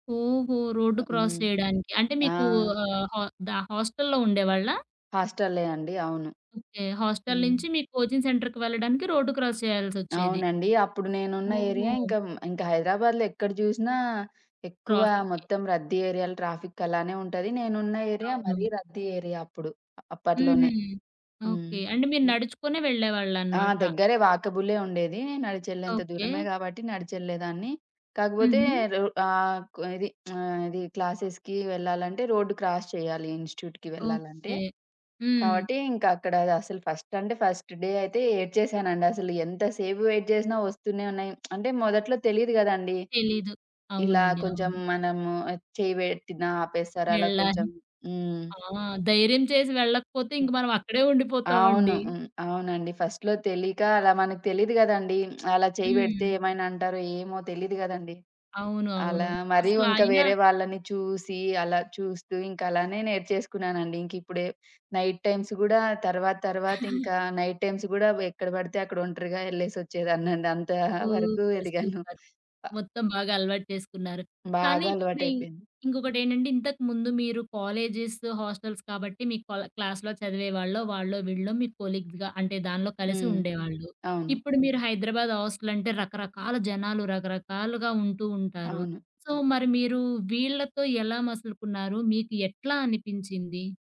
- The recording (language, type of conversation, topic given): Telugu, podcast, కొత్త ఊరికి వెళ్లిన తర్వాత మీ జీవితం ఎలా మారిందో చెప్పగలరా?
- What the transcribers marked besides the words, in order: in English: "క్రాస్"; in English: "కోచింగ్ సెంటర్‌కి"; in English: "క్రాస్"; in English: "ఏరియా"; in English: "ఏరియాల ట్రాఫిక్"; in English: "ఏరియా"; in English: "ఏరియా"; lip smack; in English: "క్లాసెస్‌కి"; in English: "రోడ్డు క్రాస్"; in English: "ఇన్స్‌టి‌ట్యూకి"; other background noise; in English: "ఫస్ట్"; in English: "ఫస్ట్ డే"; in English: "వెయిట్"; lip smack; in English: "ఫస్ట్‌లో"; lip smack; in English: "నైట్ టైమ్స్"; in English: "నైట్ టైమ్స్"; giggle; in English: "సూపర్. సూపర్"; giggle; in English: "కాలేజెస్, హాస్టల్స్"; in English: "క్లాస్‌లో"; in English: "కొలీగ్‌గా"; in English: "హాస్టల్"; in English: "సో"